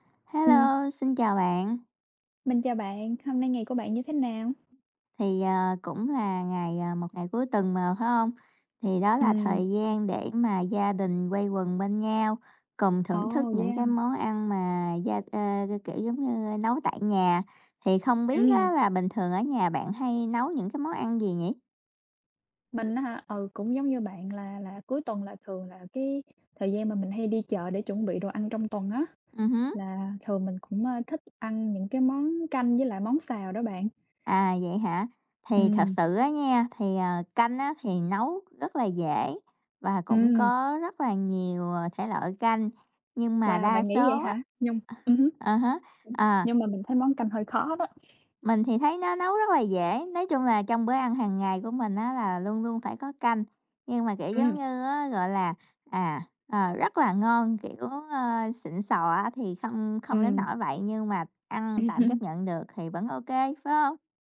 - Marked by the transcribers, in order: other background noise; tapping; chuckle
- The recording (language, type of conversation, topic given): Vietnamese, unstructured, Bạn có bí quyết nào để nấu canh ngon không?